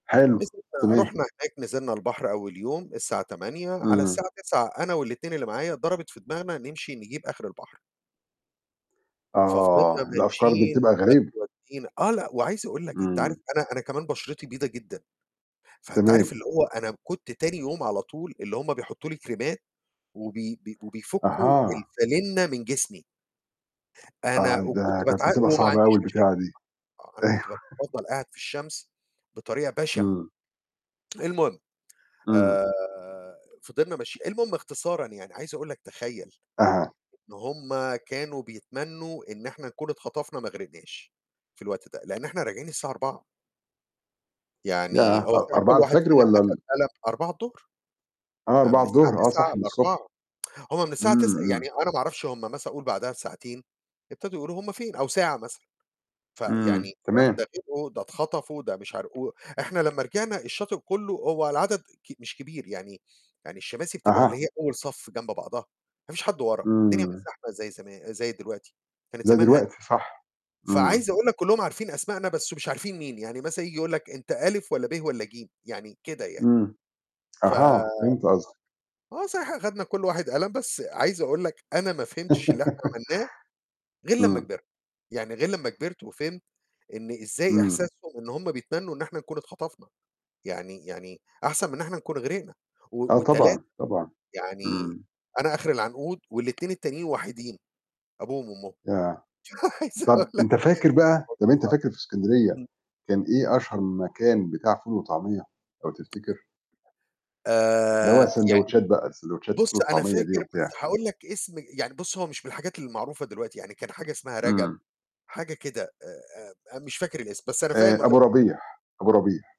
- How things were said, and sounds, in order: distorted speech; unintelligible speech; static; laughing while speaking: "أيوه"; tsk; laugh; laughing while speaking: "مش عايز أقول لك"; tapping; other background noise
- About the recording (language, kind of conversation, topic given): Arabic, unstructured, إيه أحلى ذكرى عندك مع العيلة وإنتوا مسافرين؟